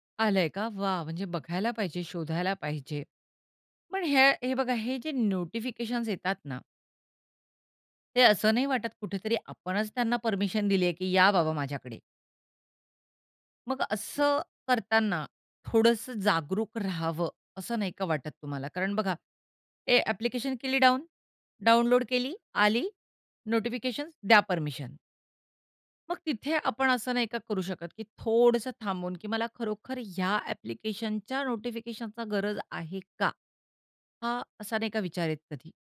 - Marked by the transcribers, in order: unintelligible speech
- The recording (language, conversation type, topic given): Marathi, podcast, तुम्ही सूचनांचे व्यवस्थापन कसे करता?